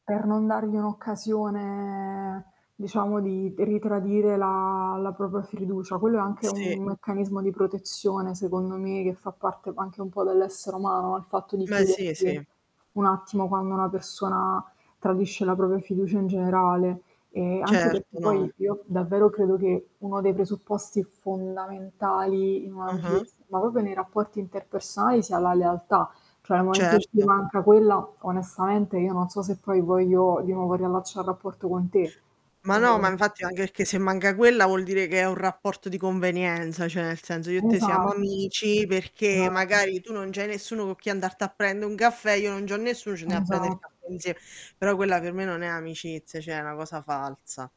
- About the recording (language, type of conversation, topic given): Italian, unstructured, Come reagisci quando un amico tradisce la tua fiducia?
- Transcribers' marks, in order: static; drawn out: "un'occasione"; "fiducia" said as "firducia"; distorted speech; "propria" said as "propia"; "proprio" said as "propio"; "cioè" said as "ceh"